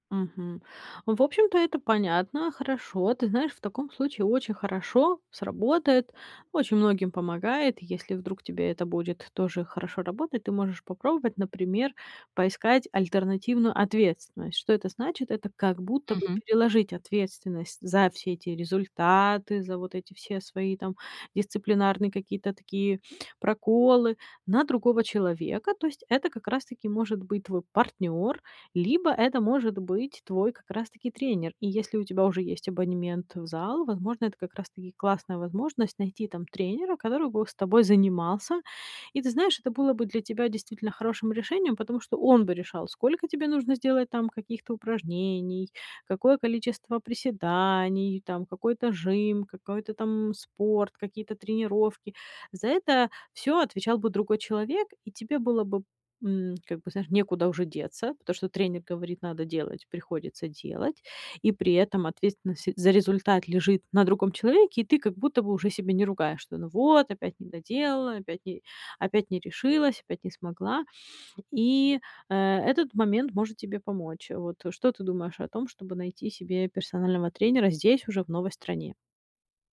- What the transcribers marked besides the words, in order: none
- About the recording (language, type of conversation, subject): Russian, advice, Почему мне трудно регулярно мотивировать себя без тренера или группы?